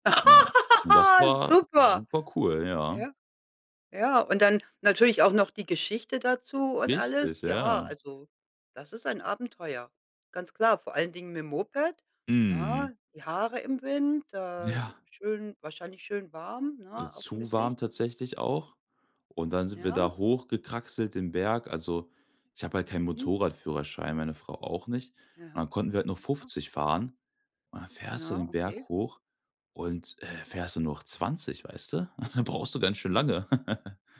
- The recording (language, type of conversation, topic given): German, podcast, Was macht für dich einen guten Wochenendtag aus?
- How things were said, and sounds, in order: laugh; chuckle; laugh